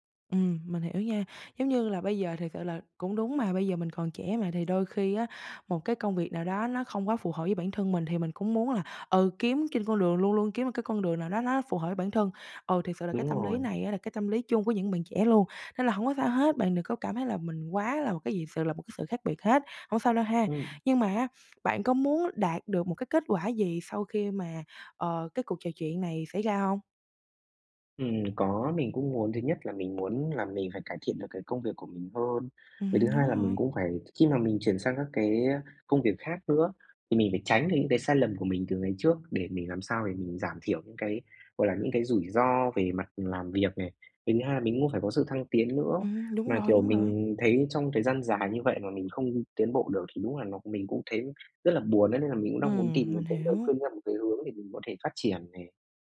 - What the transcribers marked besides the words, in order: tapping
- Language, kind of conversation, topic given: Vietnamese, advice, Làm sao tôi có thể học từ những sai lầm trong sự nghiệp để phát triển?